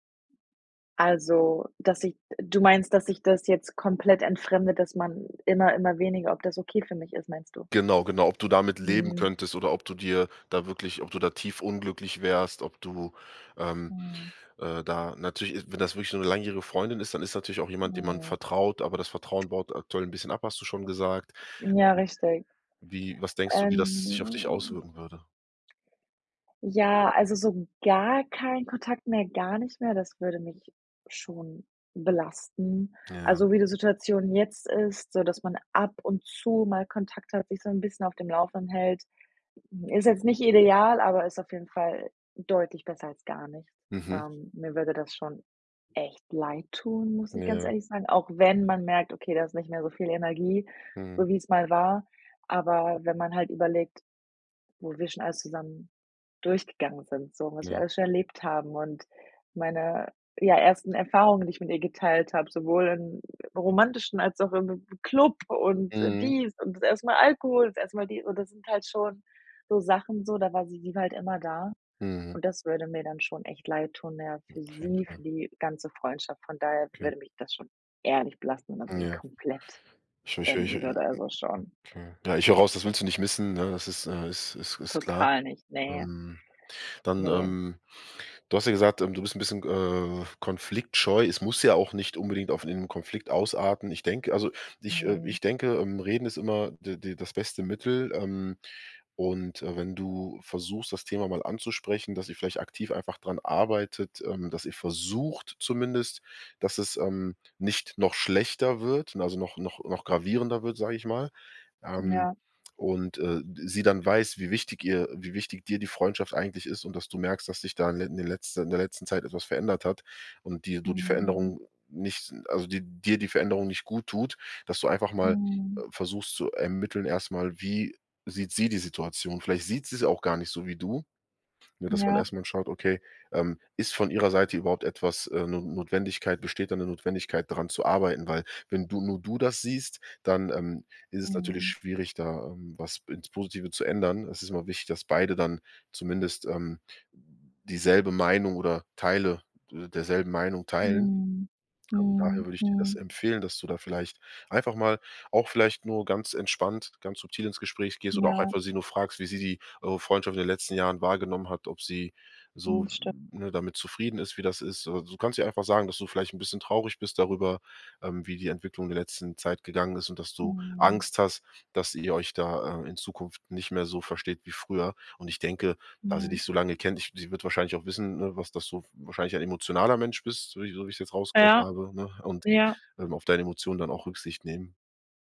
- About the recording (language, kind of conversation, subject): German, advice, Wie kommt es dazu, dass man sich im Laufe des Lebens von alten Freunden entfremdet?
- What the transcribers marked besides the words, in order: tapping; drawn out: "Ähm"; joyful: "romantischen als auch im Club … erste Mal die"; other noise; stressed: "sie"; unintelligible speech; unintelligible speech